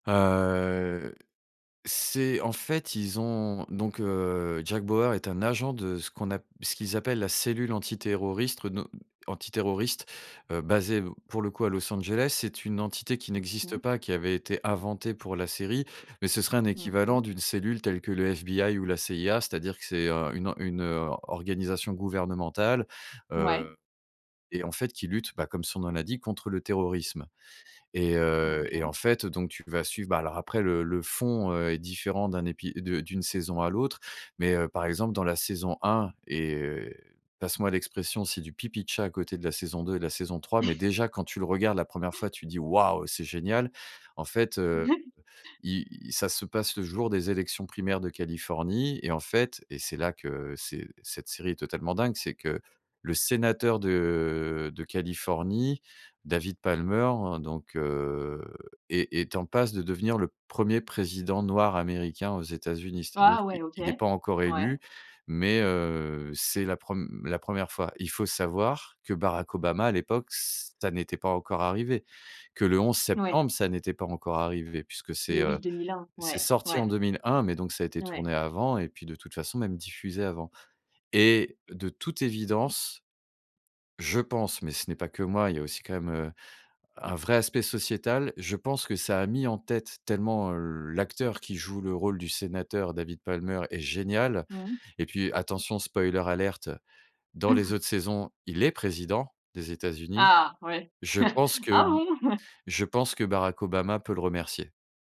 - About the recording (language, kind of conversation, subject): French, podcast, Quelle série télévisée t’a scotché devant l’écran, et pourquoi ?
- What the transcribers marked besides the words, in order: drawn out: "Heu"; "antiterroriste" said as "antiterroristre"; chuckle; chuckle; drawn out: "heu"; in English: "spoiler alert"; chuckle; stressed: "il est"; chuckle